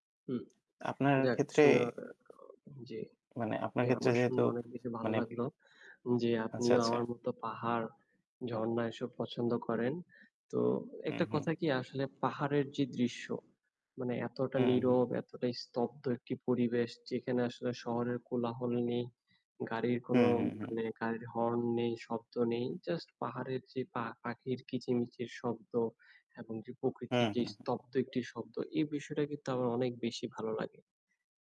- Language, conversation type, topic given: Bengali, unstructured, আপনি ভ্রমণে যেতে সবচেয়ে বেশি কোন জায়গাটি পছন্দ করেন?
- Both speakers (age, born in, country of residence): 20-24, Bangladesh, Bangladesh; 30-34, Bangladesh, Bangladesh
- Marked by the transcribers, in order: static; tapping